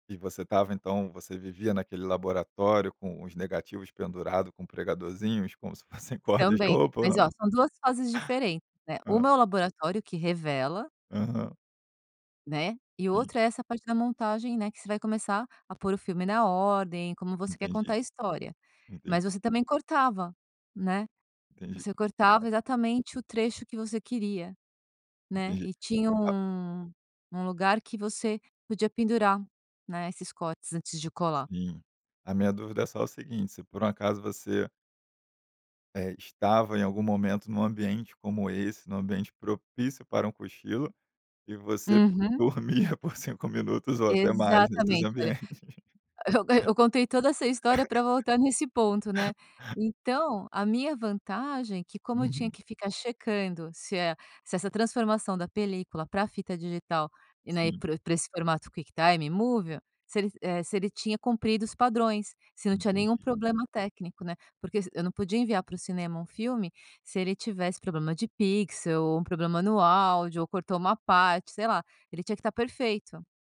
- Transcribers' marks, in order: laughing while speaking: "se fossem corda de roupa, ou não?"; other background noise; laughing while speaking: "dormia"; chuckle; in English: "pixel"; tapping
- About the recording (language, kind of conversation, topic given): Portuguese, podcast, Qual estratégia simples você recomenda para relaxar em cinco minutos?